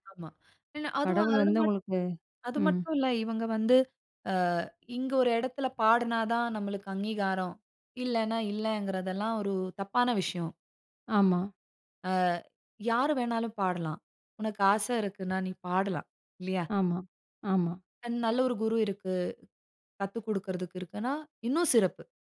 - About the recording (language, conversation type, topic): Tamil, podcast, ஒரு மிகப் பெரிய தோல்வியிலிருந்து நீங்கள் கற்றுக்கொண்ட மிக முக்கியமான பாடம் என்ன?
- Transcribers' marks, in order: none